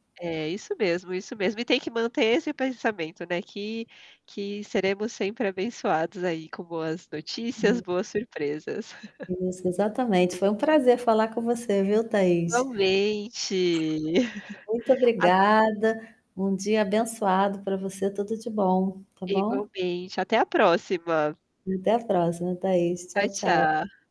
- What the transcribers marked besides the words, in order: static; distorted speech; chuckle; other background noise; tapping; chuckle
- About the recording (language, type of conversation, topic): Portuguese, unstructured, Qual foi uma surpresa que a vida te trouxe recentemente?